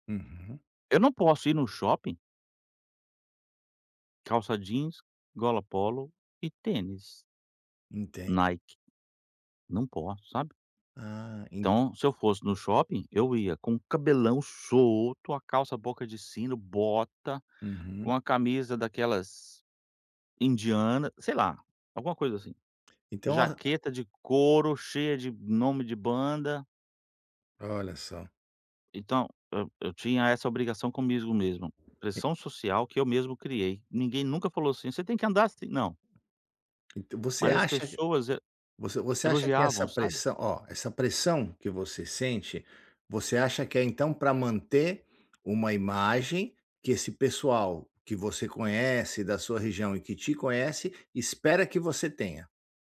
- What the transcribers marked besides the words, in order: none
- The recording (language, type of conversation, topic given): Portuguese, advice, Como posso resistir à pressão social para seguir modismos?